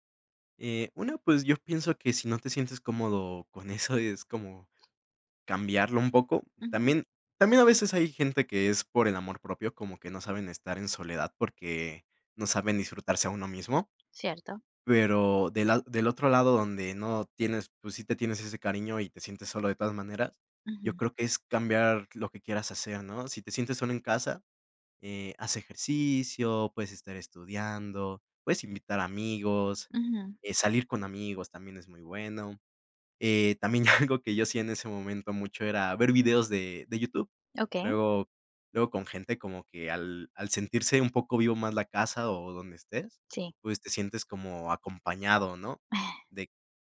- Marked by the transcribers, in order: laughing while speaking: "eso"; other background noise; laughing while speaking: "ya"; chuckle
- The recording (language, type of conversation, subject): Spanish, podcast, ¿Qué haces cuando te sientes aislado?